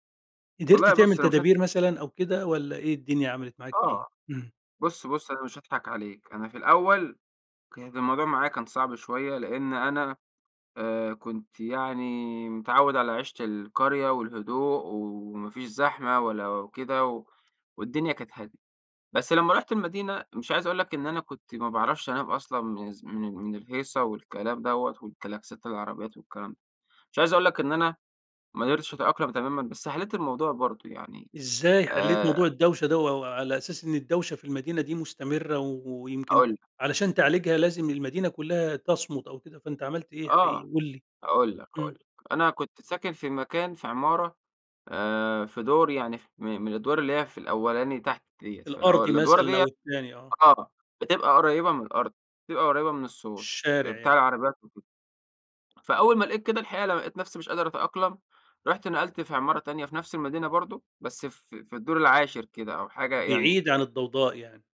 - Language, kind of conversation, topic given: Arabic, podcast, إيه رأيك في إنك تعيش ببساطة وسط زحمة المدينة؟
- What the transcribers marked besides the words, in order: tapping